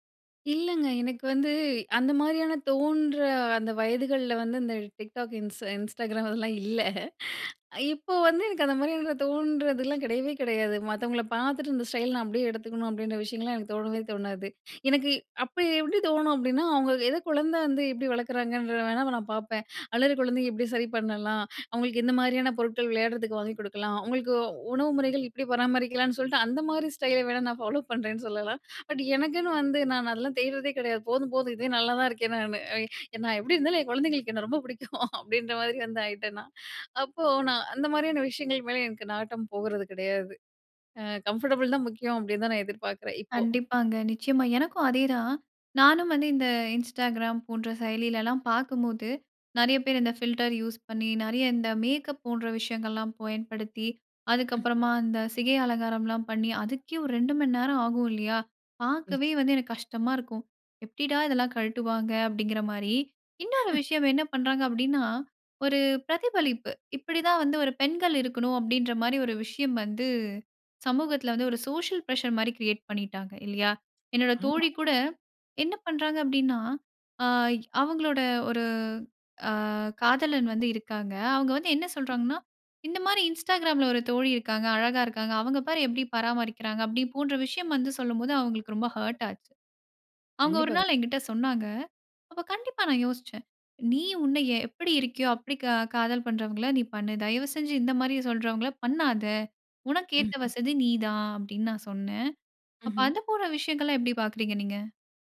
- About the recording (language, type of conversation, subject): Tamil, podcast, சில நேரங்களில் ஸ்டைலை விட வசதியை முன்னிலைப்படுத்துவீர்களா?
- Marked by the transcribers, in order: laughing while speaking: "இன்ஸ் இன்ஸ்டாகிராம் அதெல்லாம் இல்ல. இப்போது வந்து எனக்கு அந்த மாதிரியான தோன்றதுலாம்"; in English: "ஃபாலோப்"; laughing while speaking: "என்ன ரொம்ப பிடிக்கும் அப்பிடின்ற மாதிரி வந்து ஆயிட்டேன் நான்"; in English: "கம்ஃபர்டபுள்"; in English: "ஃபில்டர் யூஸ்"; chuckle; in English: "சோசியல் பிரஷர்மாரி கிரியேட்"; other background noise; in English: "ஹர்ட்"